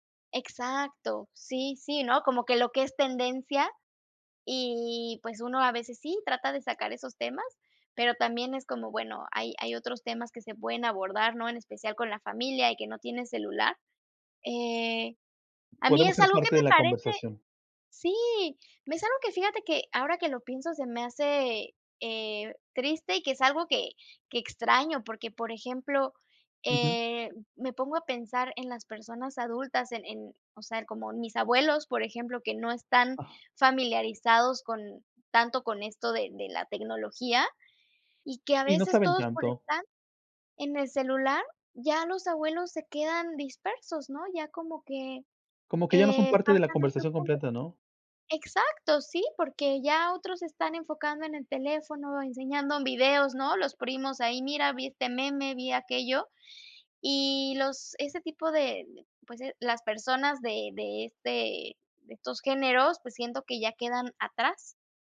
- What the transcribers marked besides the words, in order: tapping
- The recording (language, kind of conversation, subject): Spanish, unstructured, ¿Cómo crees que la tecnología ha cambiado nuestra forma de comunicarnos?